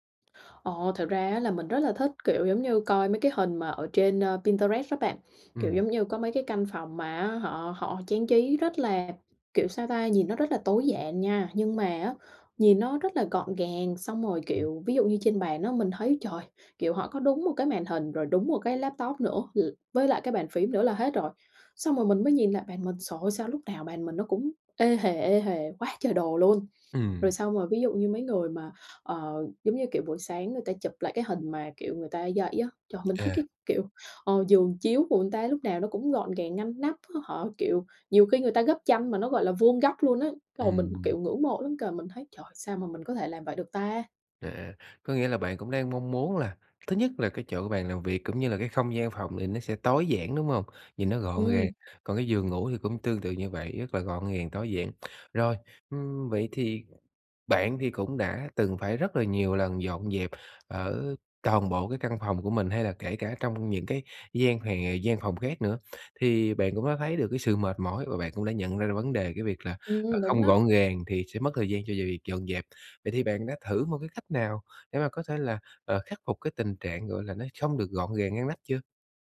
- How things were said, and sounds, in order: other background noise; sniff; tapping; "toàn" said as "coàn"
- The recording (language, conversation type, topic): Vietnamese, advice, Làm thế nào để duy trì thói quen dọn dẹp mỗi ngày?